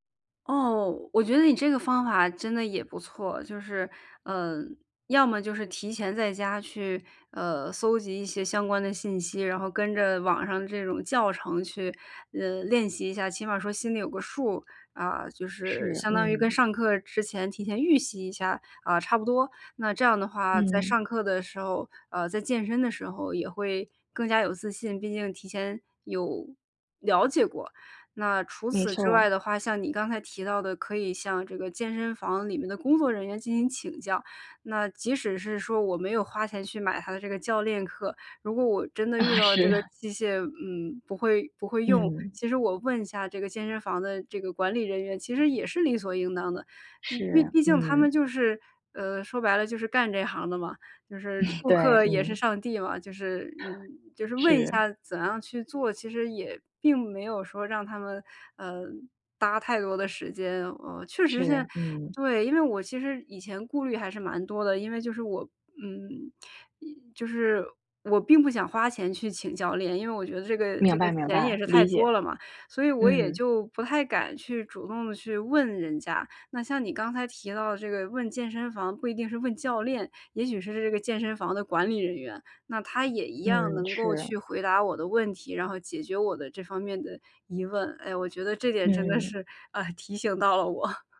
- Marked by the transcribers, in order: laughing while speaking: "啊，是啊"; laugh; chuckle; other background noise; laughing while speaking: "是，呃，提醒到了我"
- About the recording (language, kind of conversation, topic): Chinese, advice, 如何在健身时建立自信？